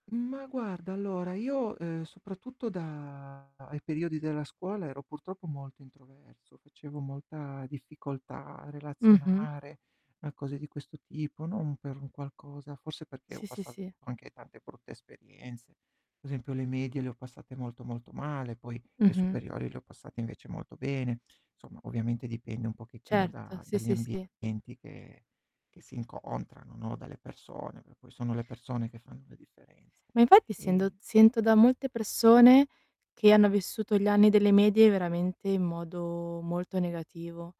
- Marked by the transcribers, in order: static; distorted speech; "sento-" said as "sendo"
- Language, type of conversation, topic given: Italian, unstructured, In che modo ti piace mostrare agli altri chi sei?